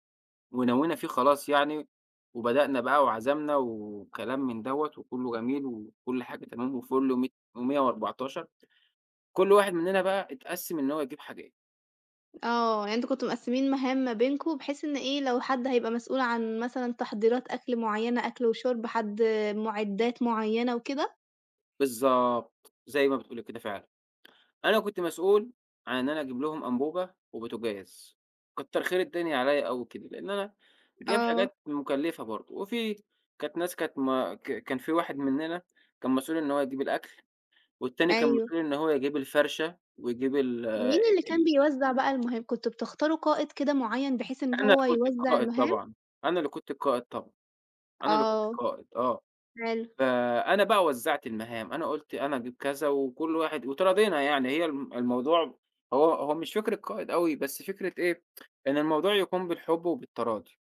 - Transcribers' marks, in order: tapping; tsk
- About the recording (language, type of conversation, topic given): Arabic, podcast, إزاي بتجهّز لطلعة تخييم؟